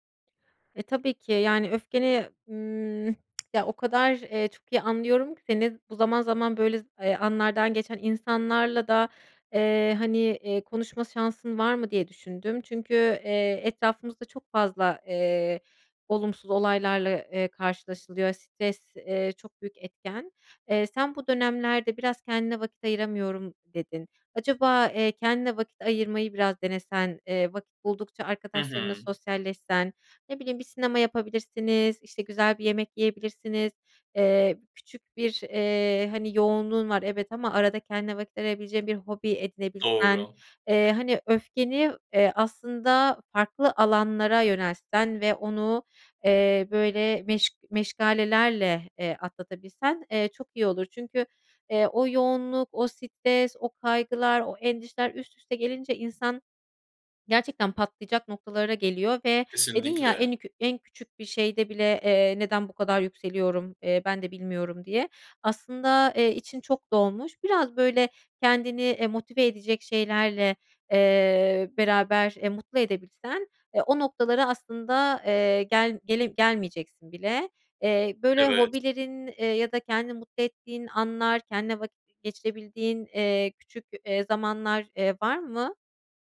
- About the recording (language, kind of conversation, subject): Turkish, advice, Öfke patlamalarınız ilişkilerinizi nasıl zedeliyor?
- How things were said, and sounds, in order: other background noise; tongue click